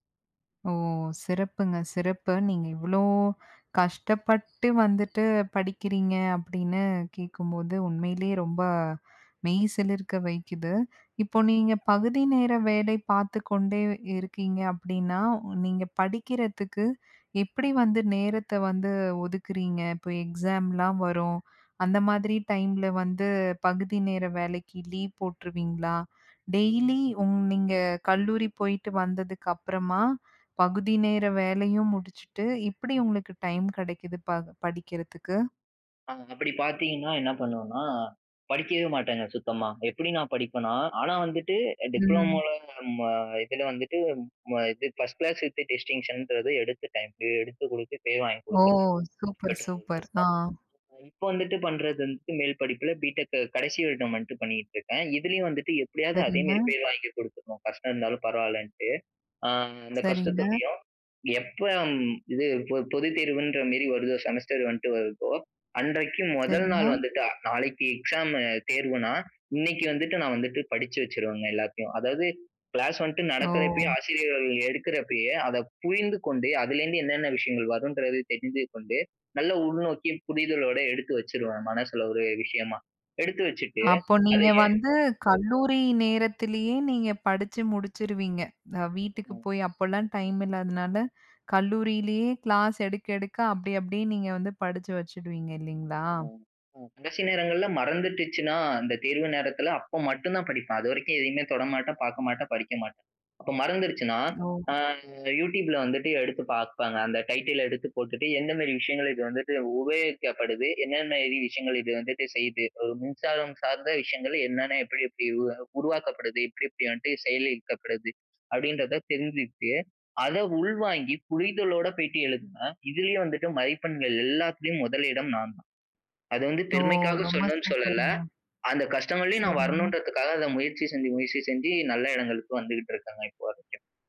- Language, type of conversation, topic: Tamil, podcast, மீண்டும் கற்றலைத் தொடங்குவதற்கு சிறந்த முறையெது?
- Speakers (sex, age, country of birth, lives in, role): female, 35-39, India, India, host; male, 20-24, India, India, guest
- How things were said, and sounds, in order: other animal sound; in English: "எக்ஸாம்லாம்"; other background noise; in English: "கிளாஸ் டிஸ்டிங்ஷன்றது"; laughing while speaking: "ஓ! சூப்பர், சூப்பர். ஆ"; unintelligible speech; in English: "செமஸ்டர்"; "வந்துட்டு" said as "வன்ட்டு"; drawn out: "ஓ!"; other street noise; "மறந்துடுச்சுனா" said as "மறந்துட்டிச்சுனா"; in English: "டைட்டில"; "செயல்படுத்தப்படுது" said as "செயலிக்கப்படுது"; drawn out: "ஓ!"